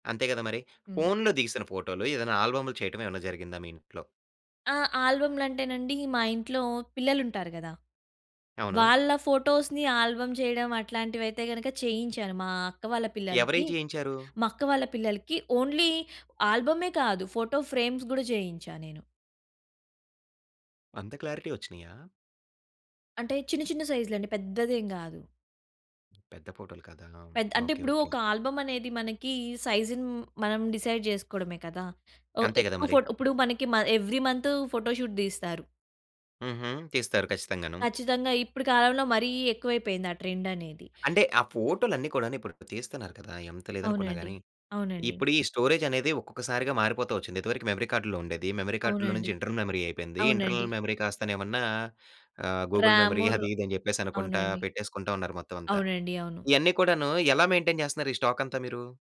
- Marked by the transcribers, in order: in English: "ఫోటోస్‌ని ఆల్బమ్"; in English: "ఓన్లీ"; in English: "ఫోటో ఫ్రేమ్స్"; in English: "క్లారిటీ"; other background noise; in English: "ఆల్బమ్"; in English: "సైజ్‌ని"; in English: "డిసైడ్"; in English: "ఎవ్రీ"; in English: "ఫోటో షూట్"; in English: "ట్రెండ్"; in English: "స్టోరేజ్"; in English: "మెమరీ కార్డ్‌లో"; in English: "మెమరీ కార్డ్‌లో"; in English: "ఇంటర్నల్ మెమరీ"; in English: "ఇంటర్నల్ మెమరీ"; in English: "గూగుల్ మెమరీ"; in English: "మెయింటైన్"; in English: "స్టాక్"
- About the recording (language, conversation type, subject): Telugu, podcast, ఫోన్ కెమెరాలు జ్ఞాపకాలను ఎలా మార్చుతున్నాయి?